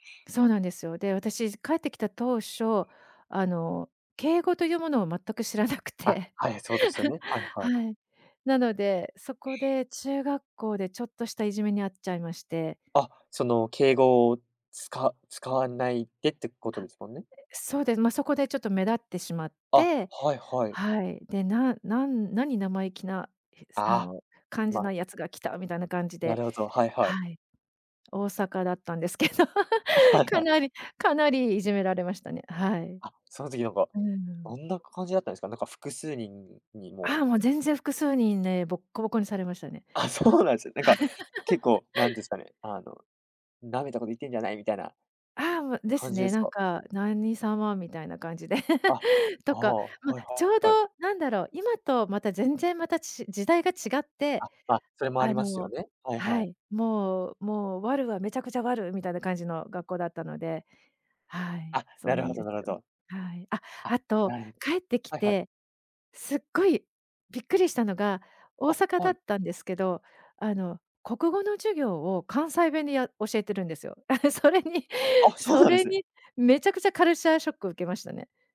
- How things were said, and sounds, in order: other background noise; laughing while speaking: "知らなくて"; chuckle; laughing while speaking: "だったんですけど"; laugh; laugh; laughing while speaking: "それに"
- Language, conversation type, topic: Japanese, podcast, 子どものころの故郷での思い出を教えていただけますか？